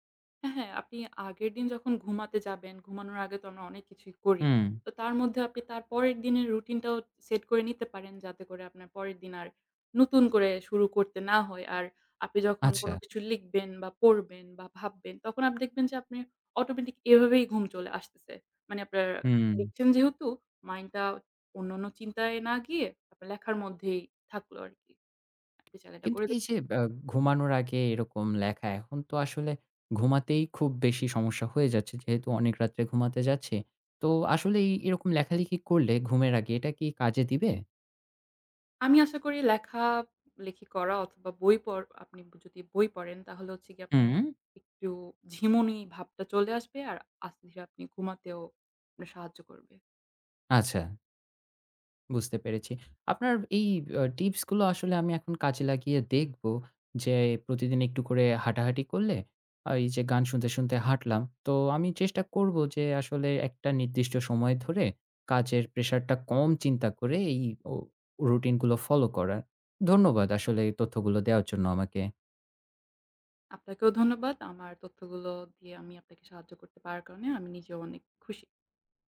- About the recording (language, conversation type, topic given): Bengali, advice, স্বাস্থ্যকর রুটিন শুরু করার জন্য আমার অনুপ্রেরণা কেন কম?
- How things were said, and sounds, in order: tapping; other background noise